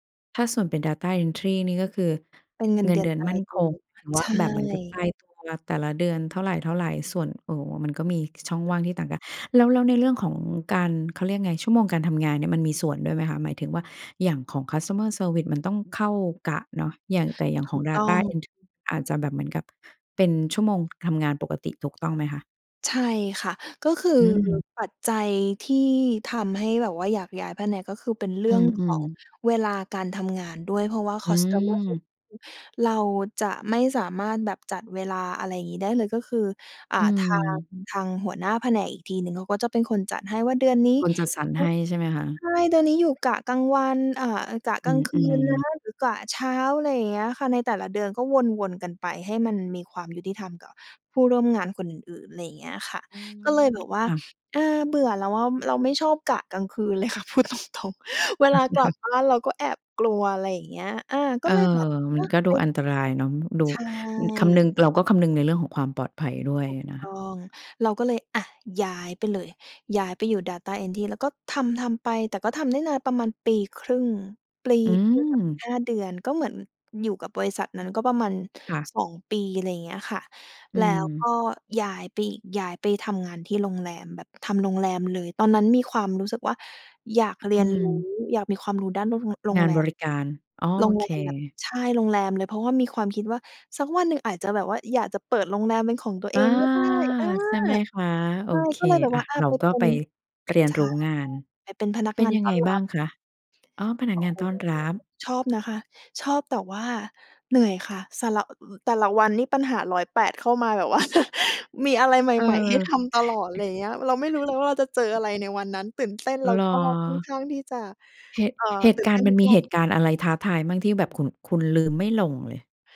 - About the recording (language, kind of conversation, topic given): Thai, podcast, อะไรคือสัญญาณว่าคุณควรเปลี่ยนเส้นทางอาชีพ?
- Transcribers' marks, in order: in English: "Data Entry"; other background noise; in English: "Customer Service"; in English: "Data Entry"; in English: "Customer Service"; unintelligible speech; laughing while speaking: "เลยค่ะพูดตรง ๆ"; chuckle; in English: "Data Entry"; drawn out: "อา"; chuckle